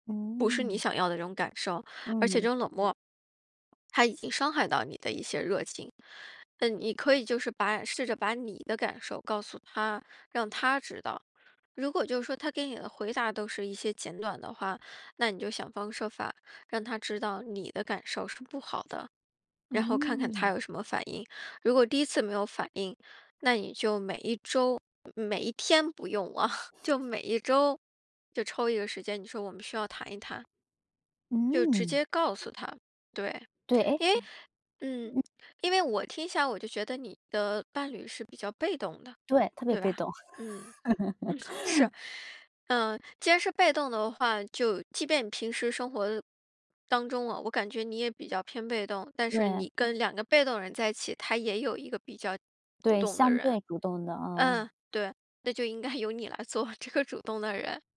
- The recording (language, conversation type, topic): Chinese, advice, 当伴侣对你冷漠或变得疏远时，你会感到失落吗？
- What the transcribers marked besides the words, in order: swallow; laugh; other noise; laughing while speaking: "嗯，是"; laugh; laughing while speaking: "就应该由你来做这个主动的人"